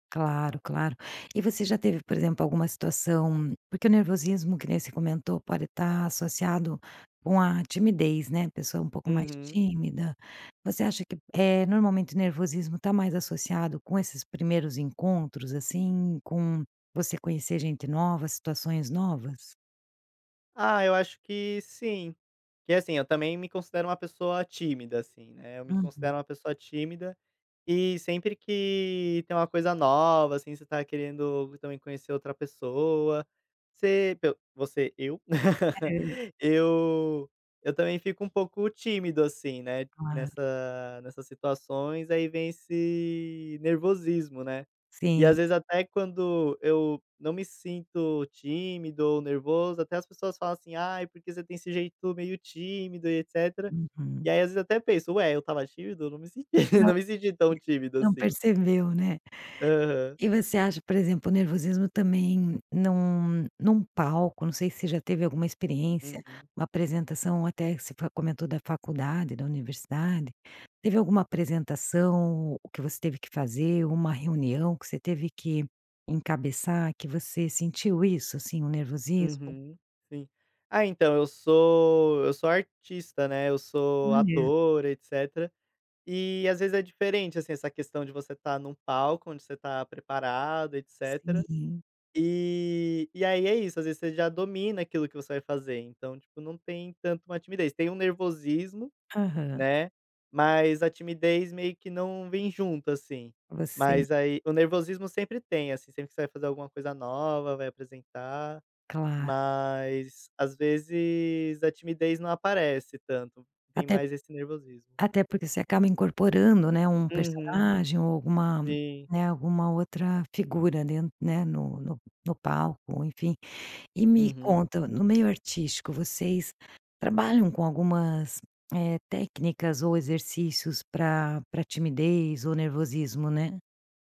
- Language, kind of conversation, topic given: Portuguese, podcast, Como diferenciar, pela linguagem corporal, nervosismo de desinteresse?
- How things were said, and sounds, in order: laugh; laugh; unintelligible speech